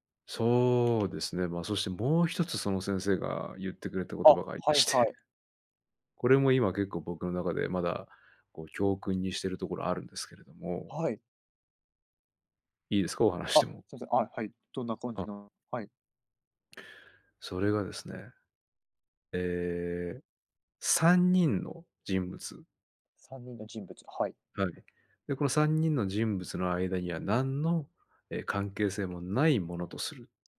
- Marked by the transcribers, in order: other background noise
- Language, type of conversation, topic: Japanese, podcast, 誰かの一言で人生が変わった経験はありますか？